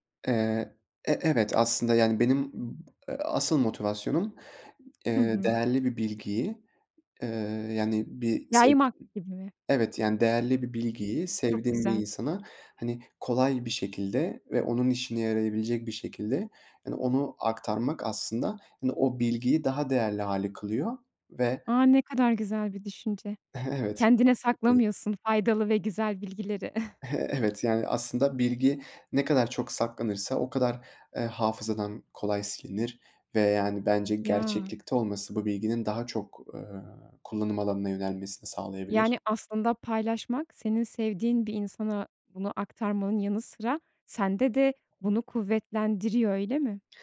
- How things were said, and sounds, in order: chuckle; unintelligible speech; chuckle
- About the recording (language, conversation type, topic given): Turkish, podcast, Birine bir beceriyi öğretecek olsan nasıl başlardın?